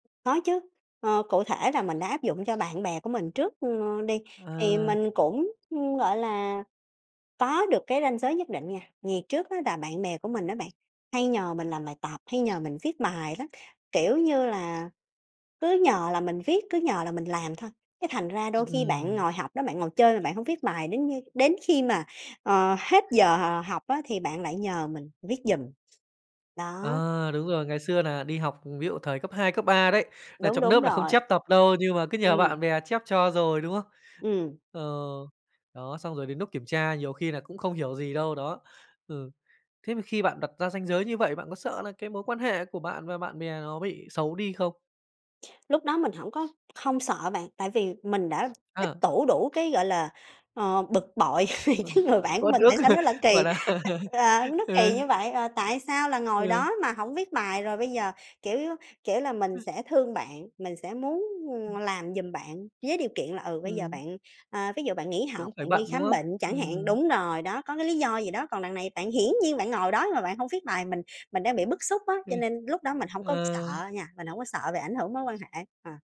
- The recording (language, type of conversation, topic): Vietnamese, podcast, Bạn đã học cách đặt ranh giới cá nhân như thế nào?
- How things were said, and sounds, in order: other background noise; tapping; laughing while speaking: "vì cái"; laugh; laughing while speaking: "gọi nà Ừ"; laugh; other noise; horn